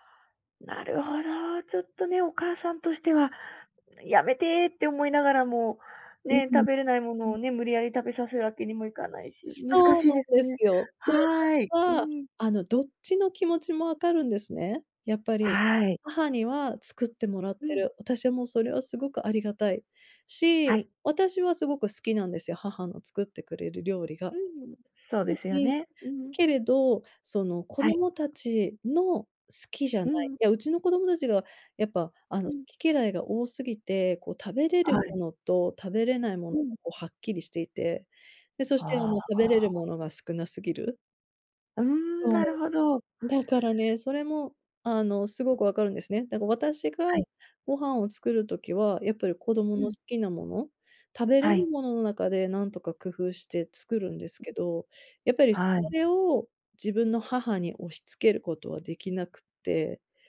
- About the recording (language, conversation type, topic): Japanese, advice, 旅行中に不安やストレスを感じたとき、どうすれば落ち着けますか？
- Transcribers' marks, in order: other noise; other background noise